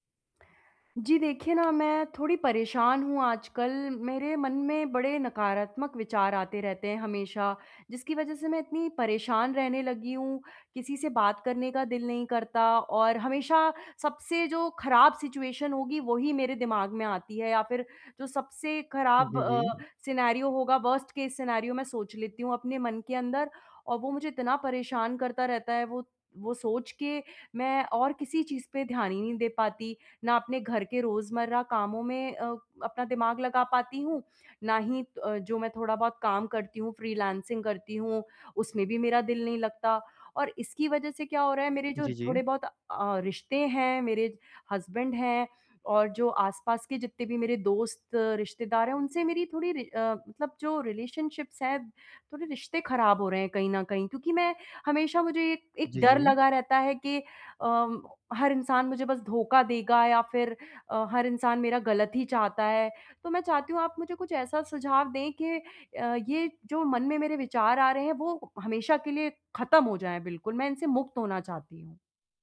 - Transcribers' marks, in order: in English: "सिचुएशन"; in English: "सिनेरियो"; in English: "वर्स्ट केस सिनेरियो"; in English: "हस्बैंड"; in English: "रिलेशनशिप्स"
- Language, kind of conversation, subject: Hindi, advice, नकारात्मक विचारों को कैसे बदलकर सकारात्मक तरीके से दोबारा देख सकता/सकती हूँ?